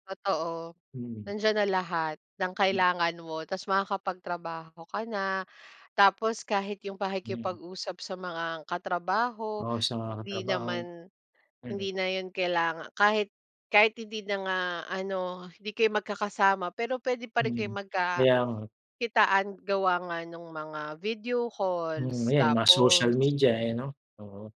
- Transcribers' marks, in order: none
- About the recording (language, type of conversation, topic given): Filipino, unstructured, Paano nakatulong ang teknolohiya sa mga pang-araw-araw mong gawain?